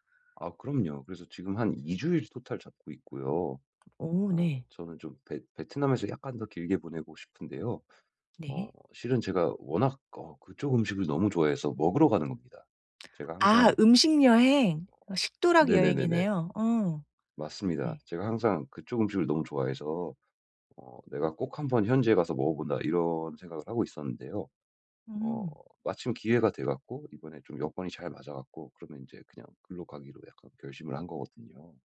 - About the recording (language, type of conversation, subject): Korean, advice, 여행 중 언어 장벽을 어떻게 극복해 더 잘 의사소통할 수 있을까요?
- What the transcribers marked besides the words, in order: other background noise; tapping